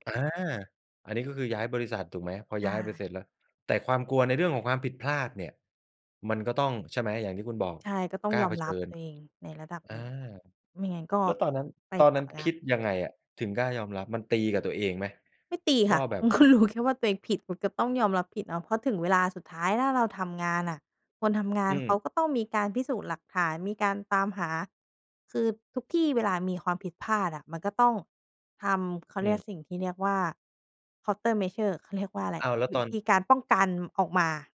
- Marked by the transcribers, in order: other background noise; laughing while speaking: "มันก็รู้แค่ว่า"; in English: "Countermeasure"
- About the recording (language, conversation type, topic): Thai, podcast, คุณจัดการกับความกลัวเมื่อต้องพูดความจริงอย่างไร?